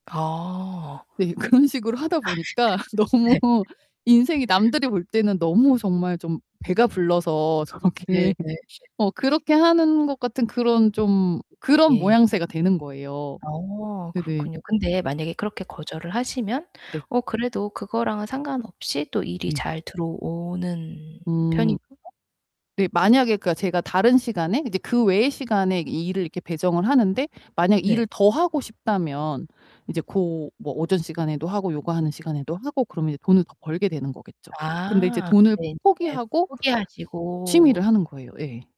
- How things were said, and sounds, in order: static; laugh; laughing while speaking: "그런 식으로 하다 보니까 너무"; distorted speech; laughing while speaking: "네"; sniff; unintelligible speech; other background noise
- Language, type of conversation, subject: Korean, advice, 어떻게 하면 일과 취미의 균형을 잘 맞출 수 있을까요?